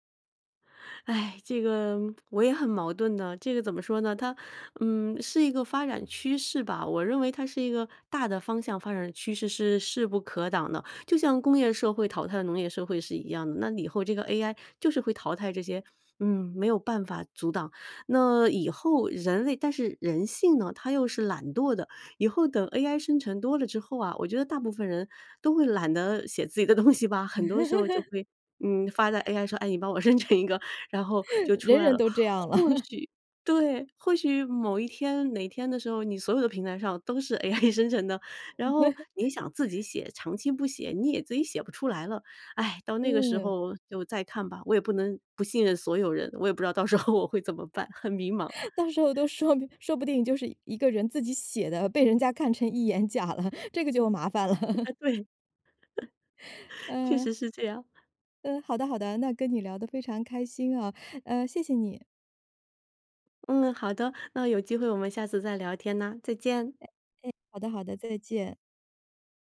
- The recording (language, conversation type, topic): Chinese, podcast, 在网上如何用文字让人感觉真实可信？
- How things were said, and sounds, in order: sigh; laughing while speaking: "东西吧？"; laugh; laughing while speaking: "生成一个"; laugh; laughing while speaking: "AI生成的"; laugh; laughing while speaking: "到时候"; laughing while speaking: "到时候都说明"; laughing while speaking: "被人家看成一眼假了，这个就麻烦了"; laugh; chuckle